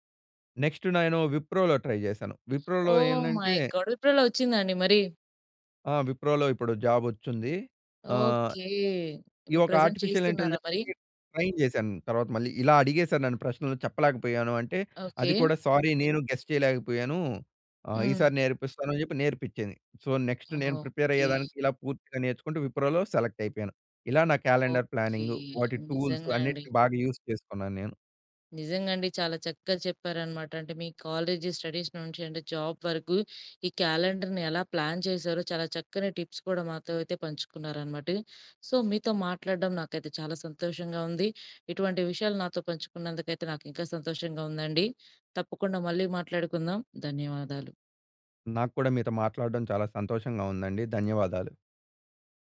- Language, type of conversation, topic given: Telugu, podcast, క్యాలెండర్‌ని ప్లాన్ చేయడంలో మీ చిట్కాలు ఏమిటి?
- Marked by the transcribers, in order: in English: "నెక్స్ట్"; in English: "ట్రై"; in English: "ఓ మై గాడ్!"; in English: "జాబ్"; in English: "ఆర్టిఫిషియల్ ఇంటెలిజెన్స్‌కి ట్రైన్"; in English: "ప్రెజెంట్"; in English: "సారీ"; in English: "గెస్"; in English: "సో, నెక్స్ట్"; in English: "ప్రిపేర్"; other background noise; in English: "సెలెక్ట్"; in English: "క్యాలెండర్"; in English: "టూల్స్"; in English: "యూజ్"; in English: "స్టడీస్"; in English: "జాబ్"; in English: "క్యాలెండర్‌ని"; in English: "ప్లాన్"; in English: "టిప్స్"; in English: "సో"